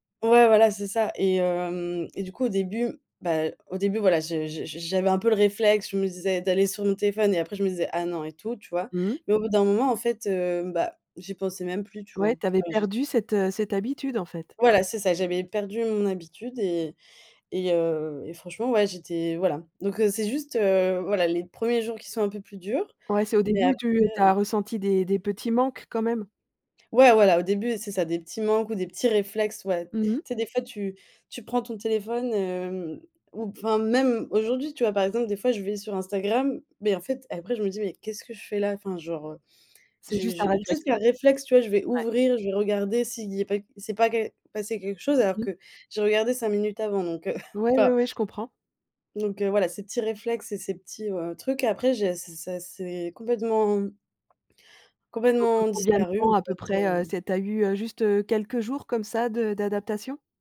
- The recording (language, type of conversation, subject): French, podcast, Peux-tu nous raconter une détox numérique qui a vraiment fonctionné pour toi ?
- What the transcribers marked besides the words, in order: unintelligible speech; other background noise